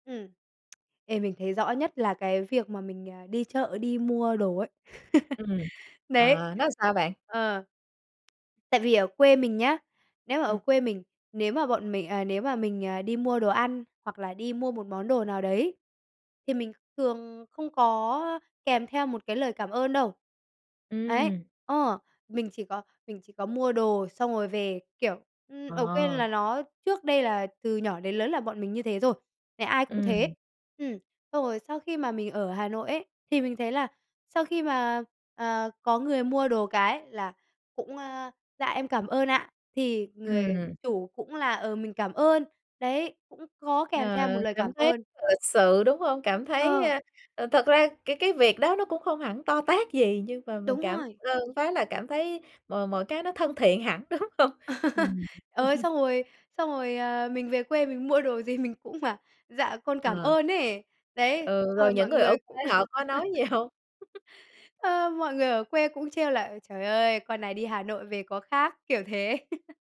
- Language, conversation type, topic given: Vietnamese, podcast, Bạn đã lần đầu phải thích nghi với văn hoá ở nơi mới như thế nào?
- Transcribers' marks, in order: tsk; tapping; laugh; other background noise; laughing while speaking: "tát"; laugh; "Ờ" said as "ời"; laughing while speaking: "đúng hông?"; chuckle; laughing while speaking: "đồ gì mình cũng bảo"; laugh; laughing while speaking: "ờ"; laughing while speaking: "hông?"; laugh; put-on voice: "Ơi, trời ơi, con này đi Hà Nội về có khác!"; laugh